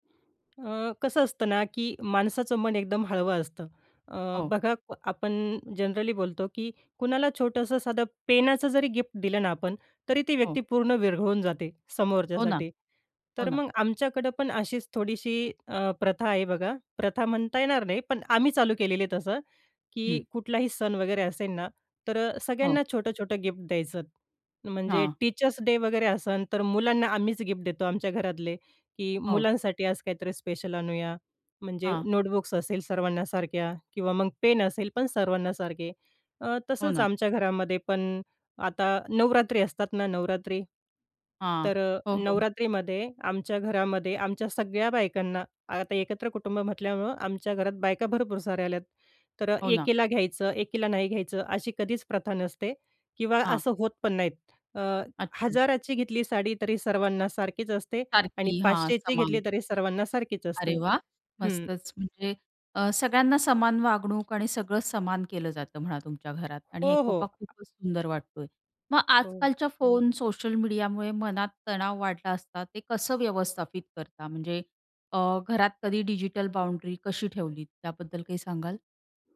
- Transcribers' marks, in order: tapping; in English: "जनरली"; other background noise
- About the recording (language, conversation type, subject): Marathi, podcast, घरात शांतता आणि सुसंवाद तुम्ही कसा टिकवता?